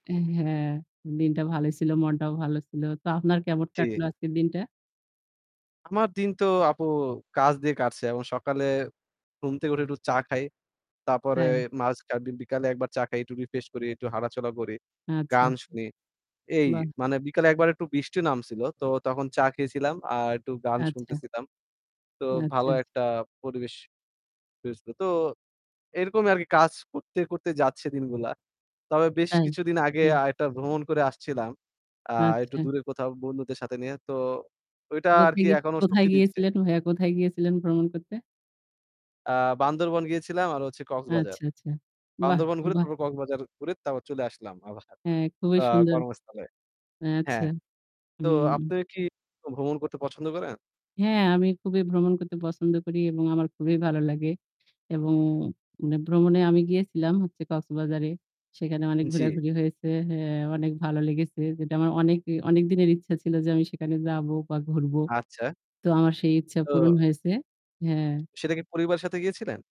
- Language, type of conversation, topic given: Bengali, unstructured, আপনি ভ্রমণ করতে সবচেয়ে বেশি কোন জায়গায় যেতে চান?
- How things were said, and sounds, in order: distorted speech; laughing while speaking: "আবার"; static